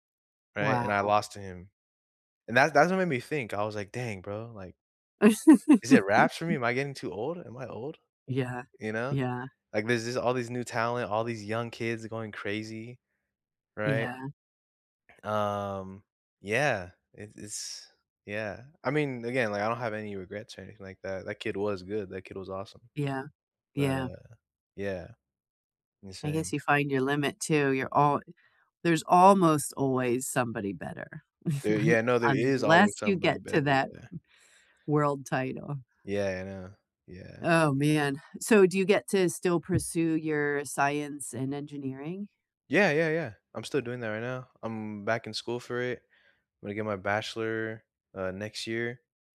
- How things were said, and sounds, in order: laugh; drawn out: "Um"; stressed: "is"; chuckle; stressed: "unless"
- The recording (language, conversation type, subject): English, unstructured, What stops people from chasing their dreams?